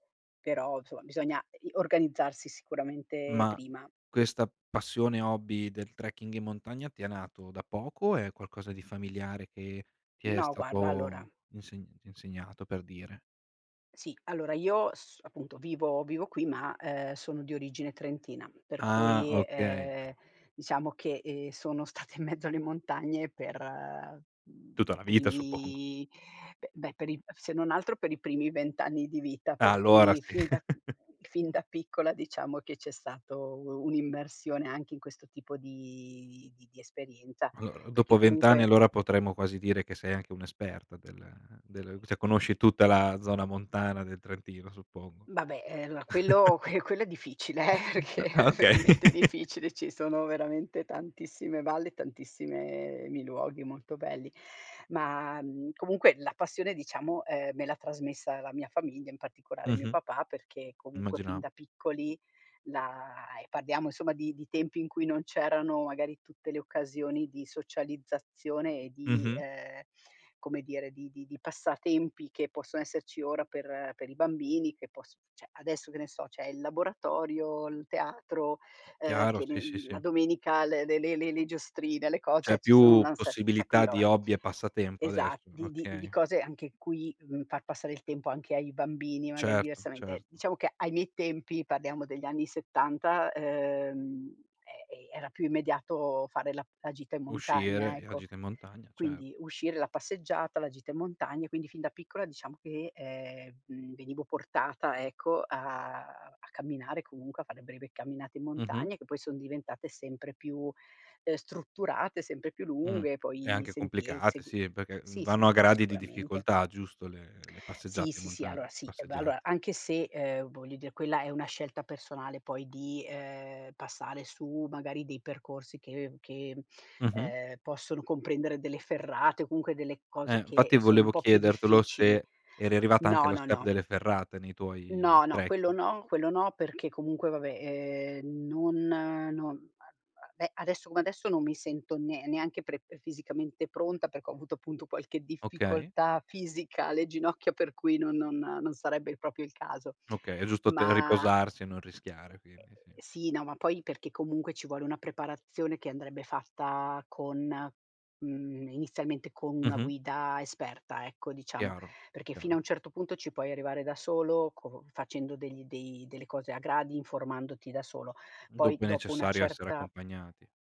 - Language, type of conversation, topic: Italian, podcast, Raccontami del tuo hobby preferito: come ci sei arrivato?
- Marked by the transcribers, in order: "insomma" said as "zoma"; tapping; other noise; chuckle; "cioè" said as "ceh"; "Vabbè" said as "babè"; "allora" said as "alloa"; laughing while speaking: "eh, perché è veramente difficile"; chuckle; laugh; "esserci" said as "esseci"; "cioè" said as "ceh"; "cioè" said as "ceh"; "roba" said as "roa"; "dire" said as "die"; "passare" said as "passale"; "infatti" said as "nfatti"; "proprio" said as "propio"